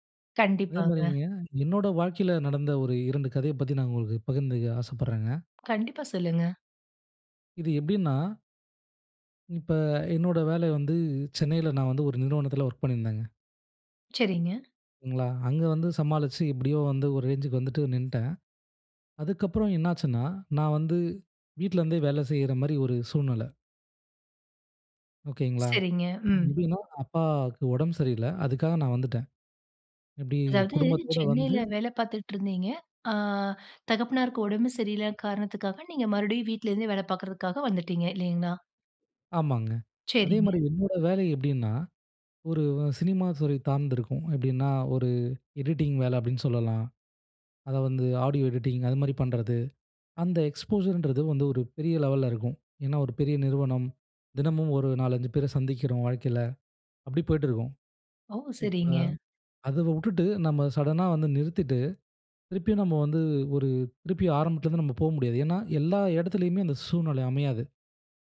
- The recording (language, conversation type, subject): Tamil, podcast, பணியில் தோல்வி ஏற்பட்டால் உங்கள் அடையாளம் பாதிக்கப்படுமா?
- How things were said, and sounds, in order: other background noise; in English: "எடிட்டிங்"; in English: "எக்ஸ்போஷர்"